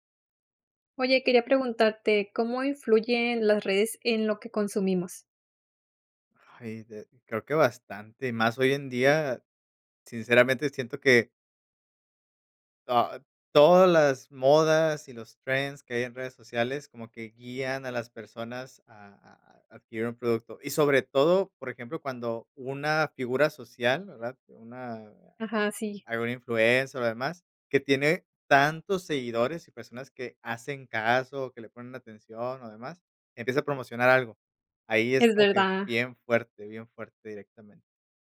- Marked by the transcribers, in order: none
- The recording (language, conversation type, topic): Spanish, podcast, ¿Cómo influyen las redes sociales en lo que consumimos?